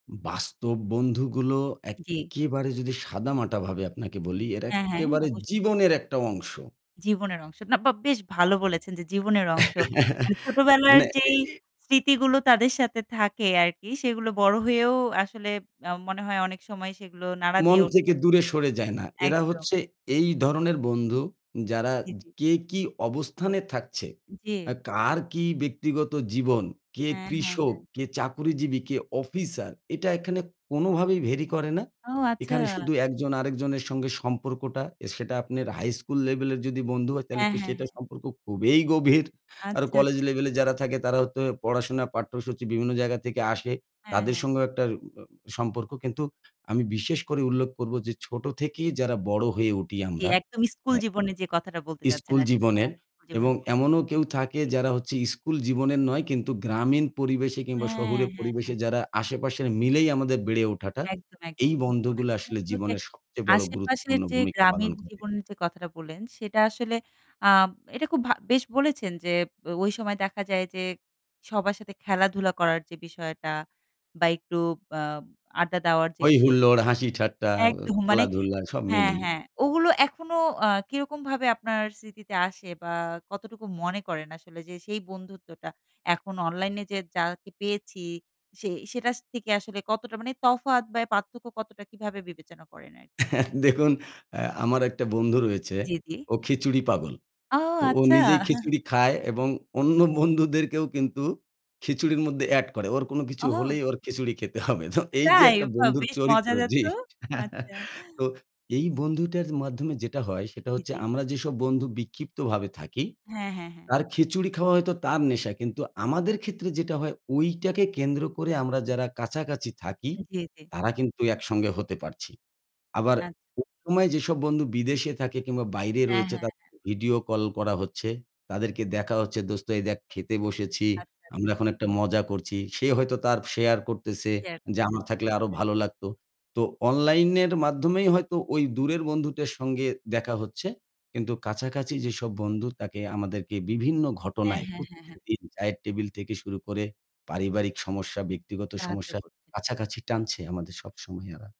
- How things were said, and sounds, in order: static; tapping; stressed: "জীবনের"; giggle; stressed: "খুবই গভীর"; distorted speech; chuckle; laughing while speaking: "দেখুন"; laughing while speaking: "ও আচ্ছা"; chuckle; laughing while speaking: "অন্য বন্ধুদেরকেও কিন্তু খিচুড়ির মধ্যে … বন্ধুর চরিত্র, জ্বি"; laughing while speaking: "তাই, বাহ! বেশ মজাদার তো। আচ্ছা"; chuckle; "আচ্ছা" said as "আছ"
- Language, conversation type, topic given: Bengali, podcast, অনলাইনে বন্ধুত্ব গড়া এবং পরে বাস্তবে দেখা—আপনি এটাকে কীভাবে দেখেন?